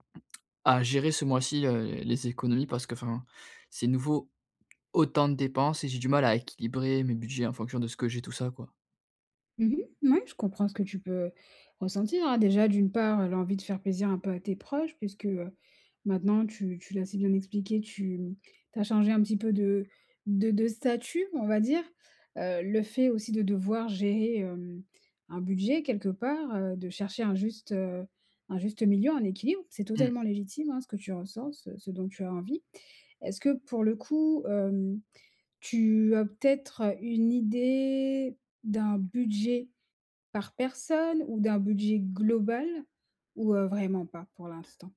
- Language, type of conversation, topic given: French, advice, Comment puis-je acheter des vêtements ou des cadeaux ce mois-ci sans dépasser mon budget ?
- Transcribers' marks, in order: none